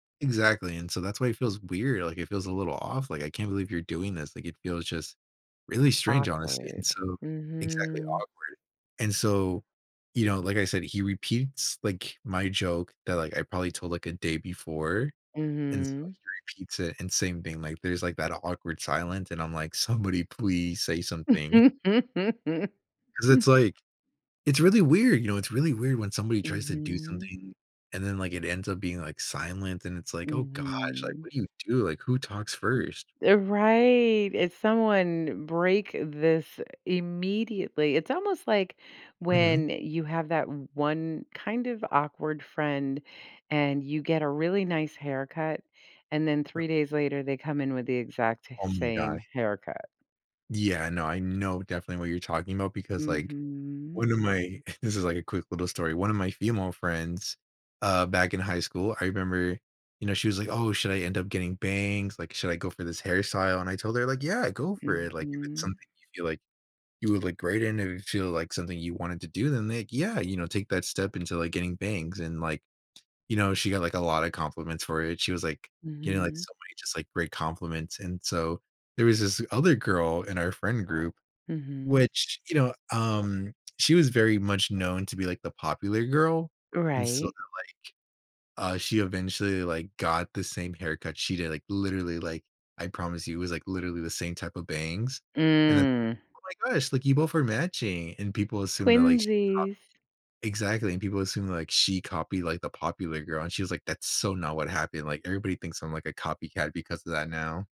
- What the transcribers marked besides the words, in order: tapping; other background noise; laugh; chuckle
- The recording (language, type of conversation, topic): English, advice, How can I apologize sincerely?